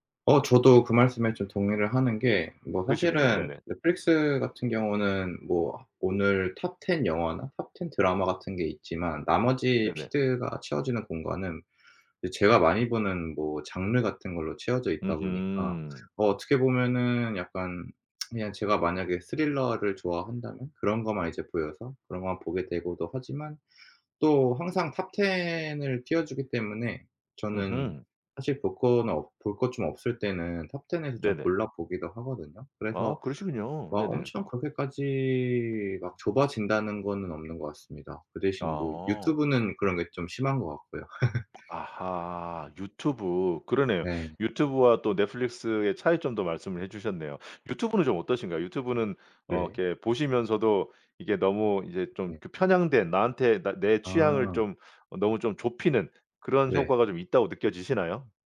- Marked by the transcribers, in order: in English: "톱 Ten"; in English: "톱 Ten"; in English: "피드가"; other background noise; tsk; in English: "톱 Ten 을"; in English: "톱 Ten 에서"; laugh; put-on voice: "넷플릭스의"
- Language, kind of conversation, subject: Korean, podcast, 넷플릭스 같은 플랫폼이 콘텐츠 소비를 어떻게 바꿨나요?
- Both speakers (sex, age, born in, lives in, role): male, 25-29, South Korea, South Korea, guest; male, 45-49, South Korea, United States, host